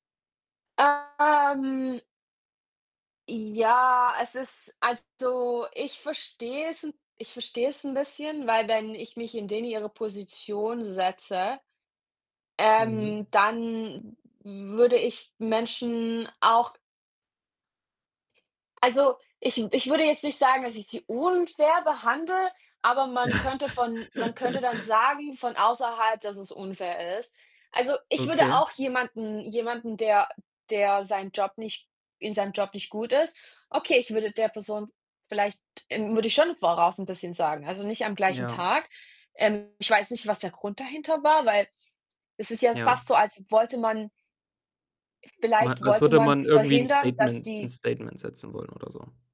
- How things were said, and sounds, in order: distorted speech; tapping; chuckle
- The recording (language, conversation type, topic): German, unstructured, Wie gehst du mit unfairer Behandlung am Arbeitsplatz um?